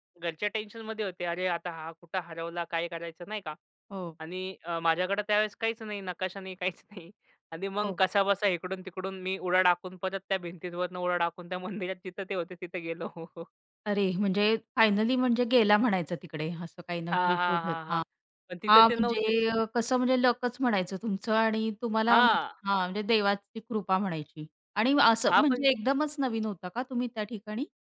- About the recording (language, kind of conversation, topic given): Marathi, podcast, एकट्याने प्रवास करताना वाट चुकली तर तुम्ही काय करता?
- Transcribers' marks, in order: laughing while speaking: "काहीच नाही"; laughing while speaking: "मंदिरात"; laughing while speaking: "गेलो"; other background noise